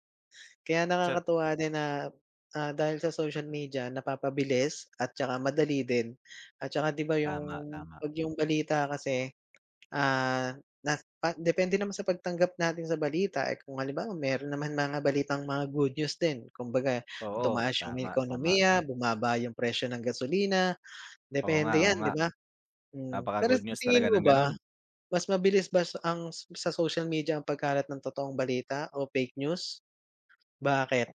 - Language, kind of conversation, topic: Filipino, unstructured, Ano ang palagay mo sa epekto ng midyang panlipunan sa balita?
- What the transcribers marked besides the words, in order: other background noise; "ba" said as "bas"